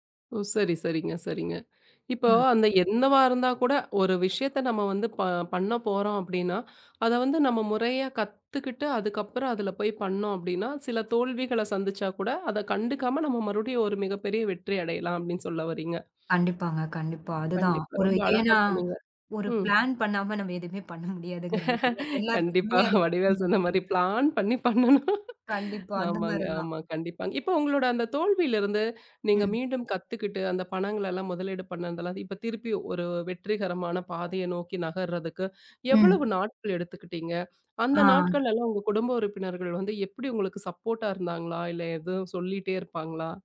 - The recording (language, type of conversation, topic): Tamil, podcast, தோல்வி ஏற்பட்டால் அதை வெற்றியாக மாற்ற நீங்கள் என்ன செய்ய வேண்டும்?
- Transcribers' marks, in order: other noise; in English: "ப்ளான்"; laughing while speaking: "கண்டிப்பா. வடிவேல் சொன்ன மாரி பளான் பண்ணி பண்ணணும். ஆமாங்க, ஆமா. கண்டிப்பா"; unintelligible speech; in English: "சப்போர்ட்டா"